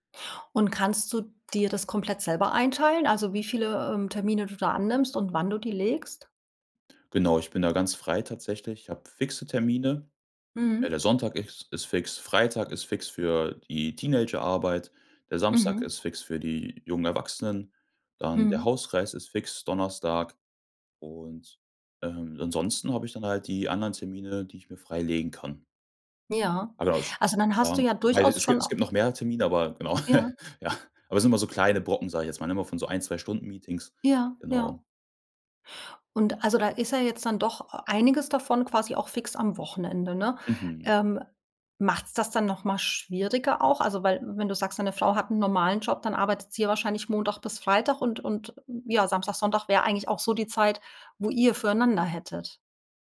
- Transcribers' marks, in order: unintelligible speech; other background noise; laugh; laughing while speaking: "ja"; stressed: "einiges"; stressed: "ihr"
- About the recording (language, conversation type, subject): German, podcast, Wie findest du eine gute Balance zwischen Arbeit und Freizeit?